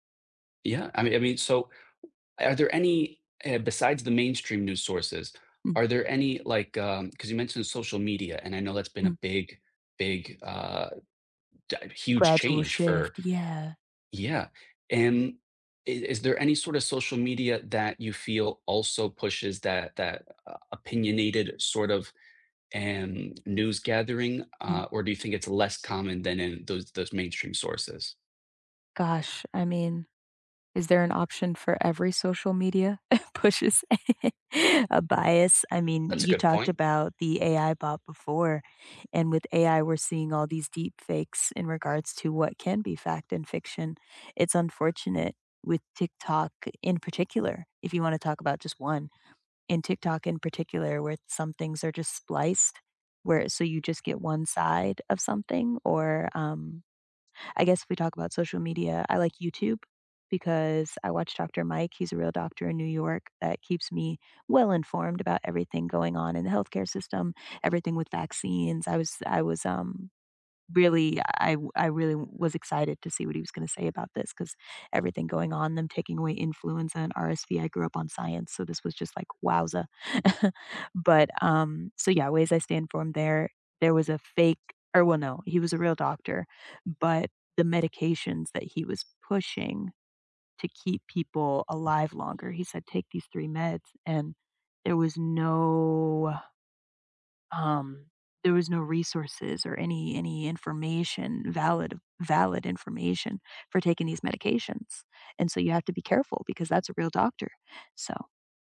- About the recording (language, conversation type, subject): English, unstructured, What are your go-to ways to keep up with new laws and policy changes?
- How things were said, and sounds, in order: laughing while speaking: "pushes a bias?"